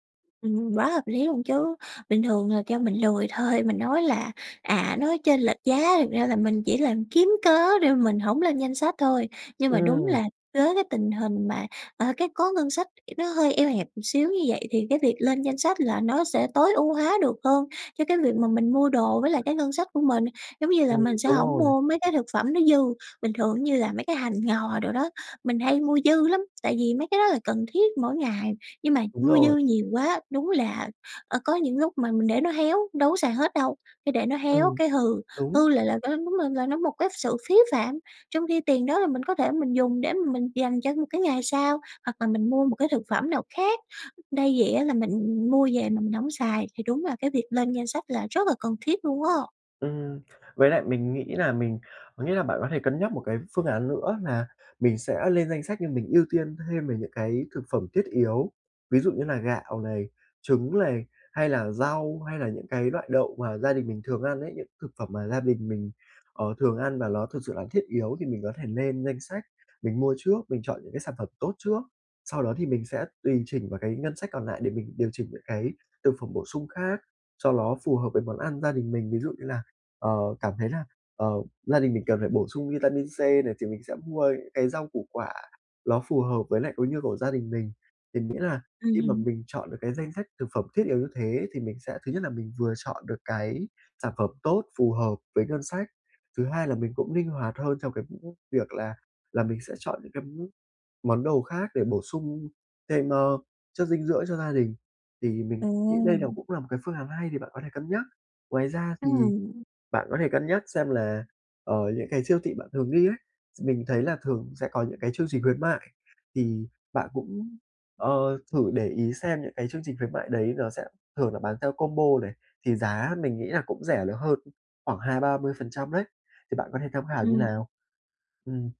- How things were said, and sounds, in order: "một" said as "ừn"; tapping; unintelligible speech; "này" said as "lày"; "nó" said as "ló"; other background noise
- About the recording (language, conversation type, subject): Vietnamese, advice, Làm thế nào để mua thực phẩm tốt cho sức khỏe khi ngân sách eo hẹp?